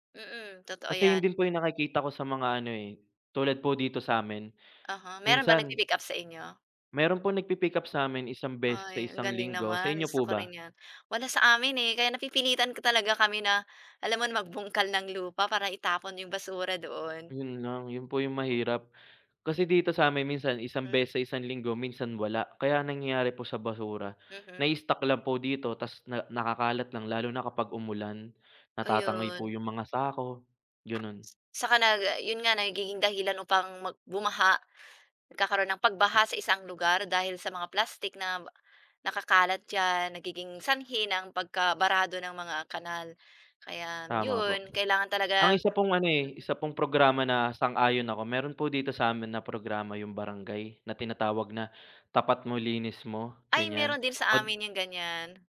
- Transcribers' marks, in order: other noise; tapping
- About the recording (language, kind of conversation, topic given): Filipino, unstructured, Ano ang reaksyon mo kapag may nakikita kang nagtatapon ng basura kung saan-saan?